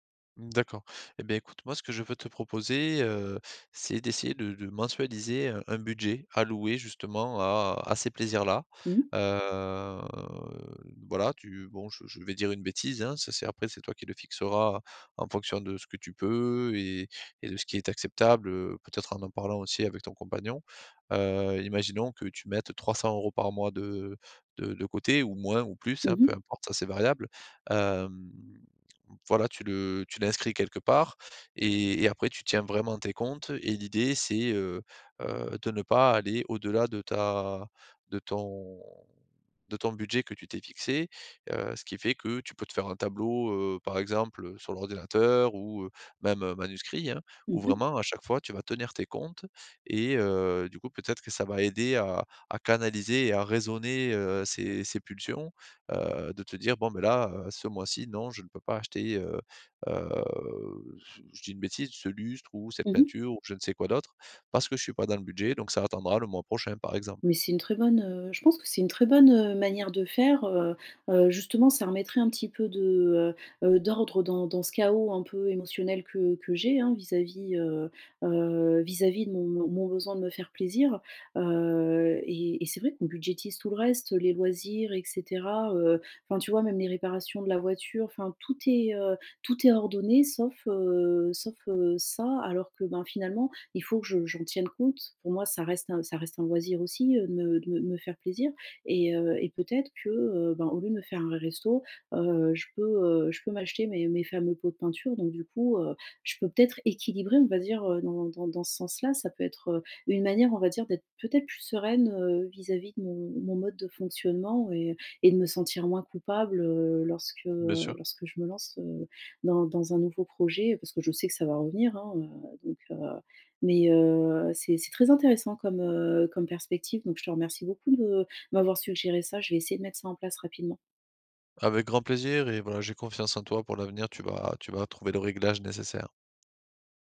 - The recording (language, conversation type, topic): French, advice, Comment reconnaître les situations qui déclenchent mes envies et éviter qu’elles prennent le dessus ?
- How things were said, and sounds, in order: drawn out: "Heu"; drawn out: "Hem"; other background noise; tapping